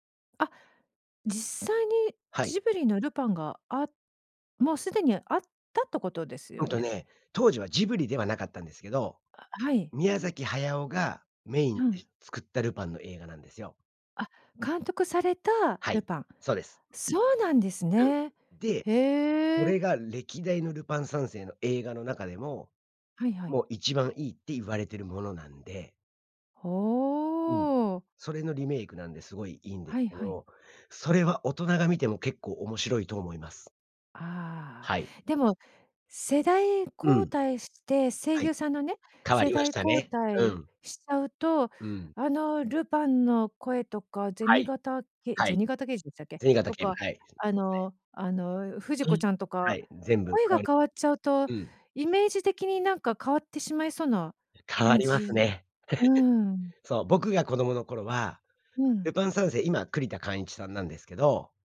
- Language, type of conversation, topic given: Japanese, podcast, 子どものころ、夢中になって見ていたアニメは何ですか？
- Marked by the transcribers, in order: other background noise; tapping; unintelligible speech; chuckle